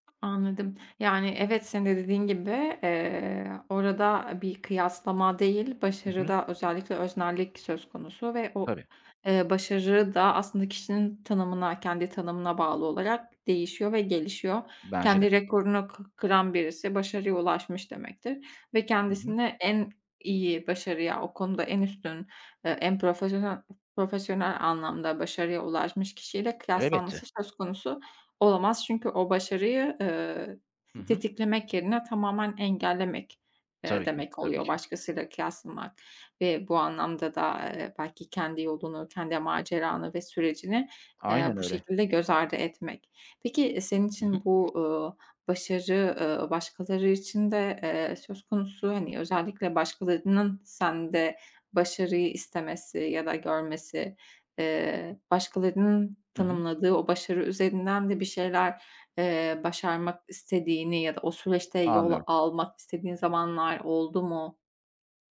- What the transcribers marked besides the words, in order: other background noise; tapping
- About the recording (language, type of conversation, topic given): Turkish, podcast, Pişmanlık uyandıran anılarla nasıl başa çıkıyorsunuz?